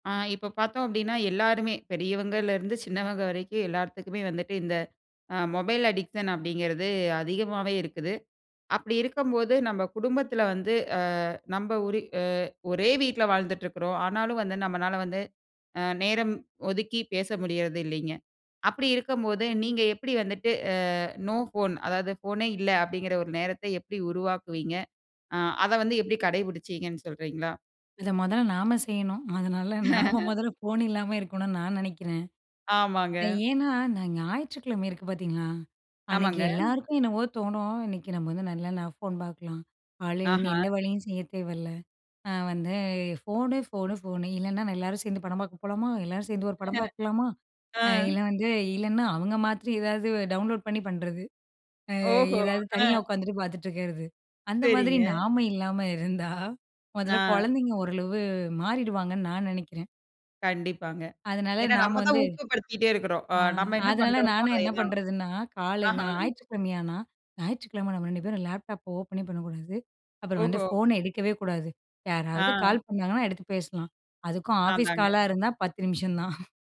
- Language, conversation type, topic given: Tamil, podcast, வீட்டில் சில நேரங்களில் எல்லோருக்கும் கைபேசி இல்லாமல் இருக்க வேண்டுமென நீங்கள் சொல்வீர்களா?
- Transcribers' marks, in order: in English: "அடிக்ஷன்"; in English: "நோ"; chuckle; tapping; laughing while speaking: "ஆ"; in English: "டவுன்லோட்"; in English: "லேப்டாப் ஓப்பனே"; in English: "கால்"; in English: "ஆஃபீஸ் காலா"; chuckle